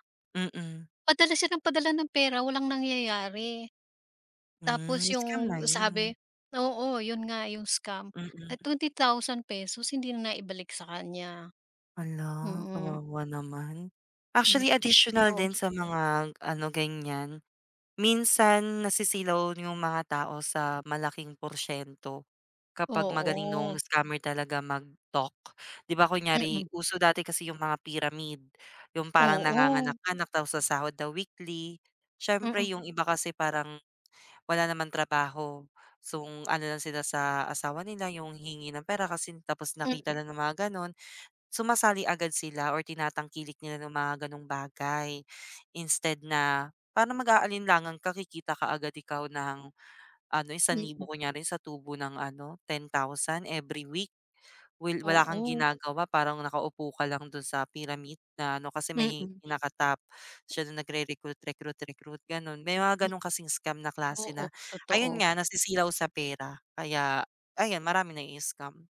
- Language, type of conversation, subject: Filipino, unstructured, Bakit sa tingin mo maraming tao ang nabibiktima ng mga panlilinlang tungkol sa pera?
- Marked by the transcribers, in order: other background noise; tapping